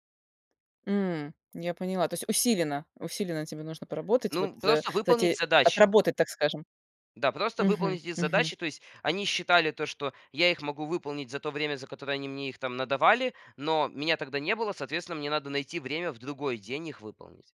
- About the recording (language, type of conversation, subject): Russian, podcast, Как в вашей компании поддерживают баланс между работой и личной жизнью?
- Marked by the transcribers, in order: none